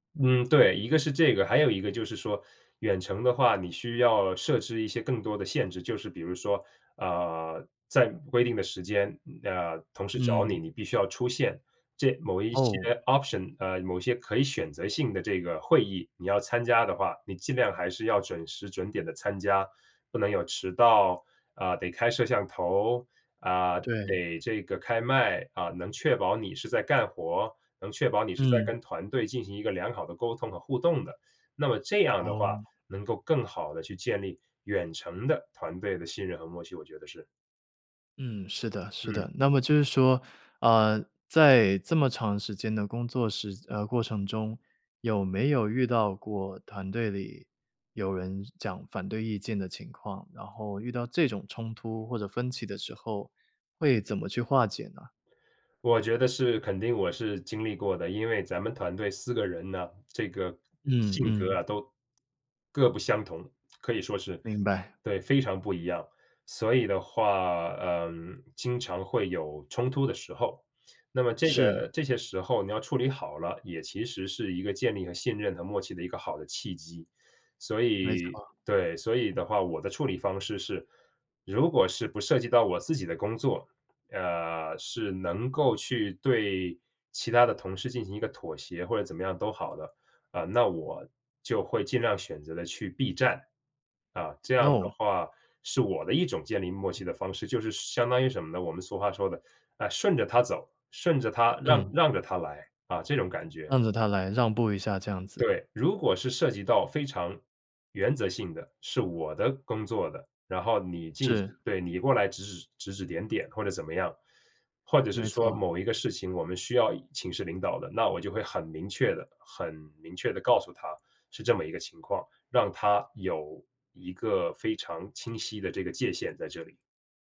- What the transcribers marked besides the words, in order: other background noise; in English: "option"; lip smack
- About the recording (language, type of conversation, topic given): Chinese, podcast, 在团队里如何建立信任和默契？